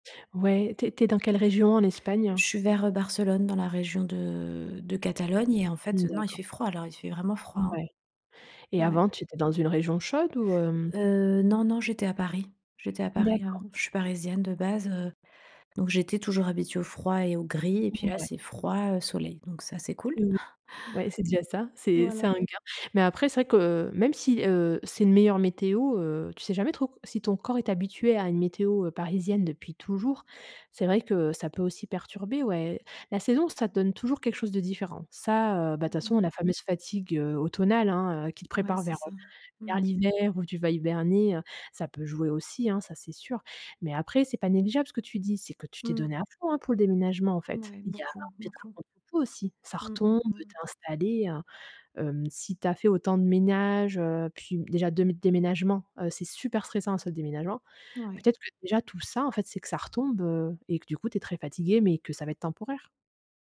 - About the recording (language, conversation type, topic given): French, advice, Pourquoi suis-je constamment fatigué(e) malgré mes efforts alimentaires ?
- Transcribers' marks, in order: chuckle; other background noise; stressed: "super"; tapping